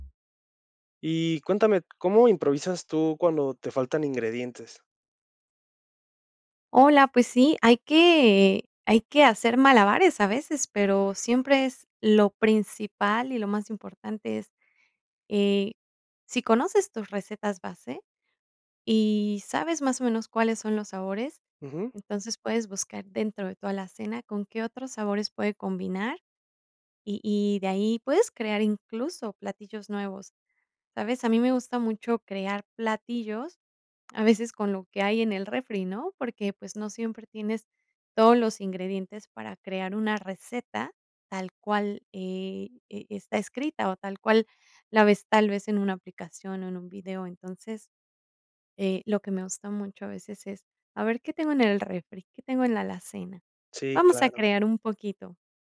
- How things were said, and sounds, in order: tapping
- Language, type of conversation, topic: Spanish, podcast, ¿Cómo improvisas cuando te faltan ingredientes?